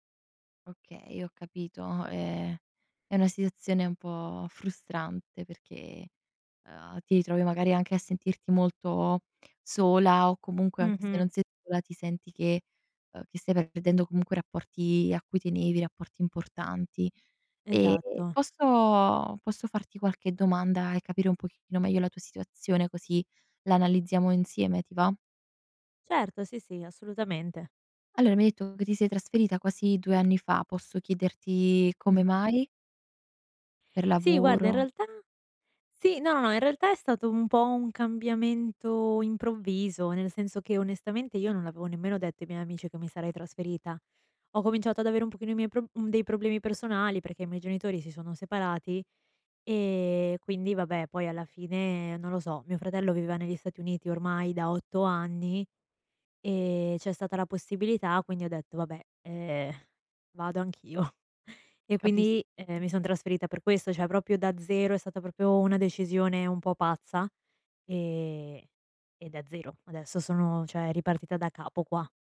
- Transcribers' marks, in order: "situazione" said as "sidzione"; other background noise; laughing while speaking: "anch'io"; "proprio" said as "propio"; "proprio" said as "propio"; "cioè" said as "ceh"
- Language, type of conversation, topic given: Italian, advice, Come posso gestire l’allontanamento dalla mia cerchia di amici dopo un trasferimento?